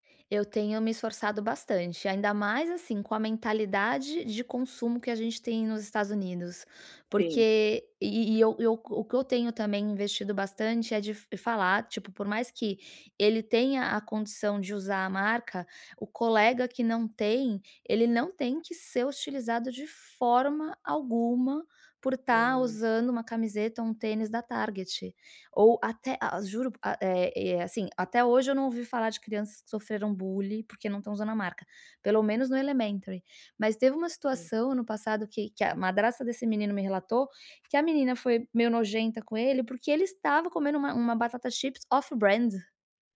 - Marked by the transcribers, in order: in English: "bullying"; in English: "elementary"; in English: "chips off-brand"
- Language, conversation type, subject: Portuguese, advice, Como posso reconciliar o que compro com os meus valores?